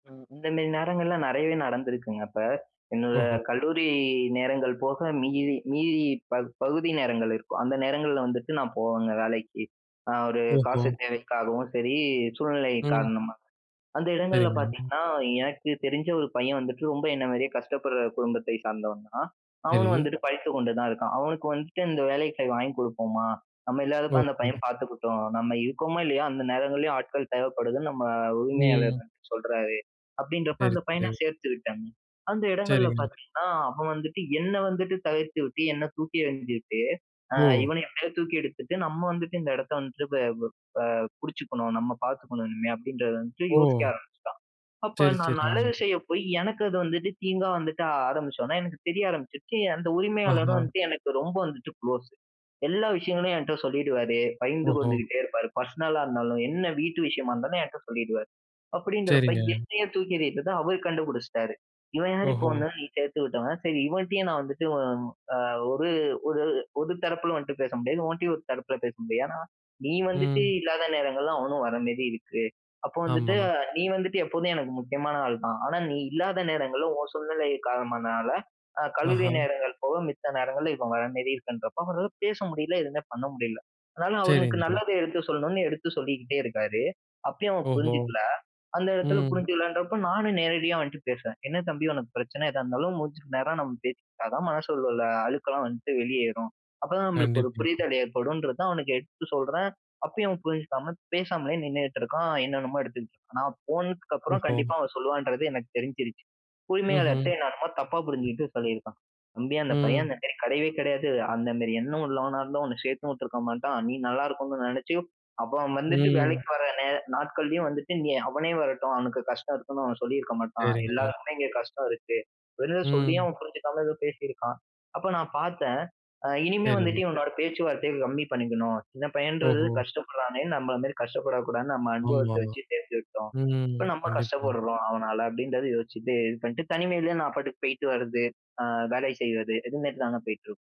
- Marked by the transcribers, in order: other background noise; in English: "குளோஸ்"; in English: "பர்ஸ்னலா"; tapping; drawn out: "ம்"; drawn out: "ம்"
- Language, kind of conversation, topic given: Tamil, podcast, துன்பமான காலத்தில் தனிமையில் நீங்கள் கண்ட ஒளியைப் பற்றி பகிர முடியுமா?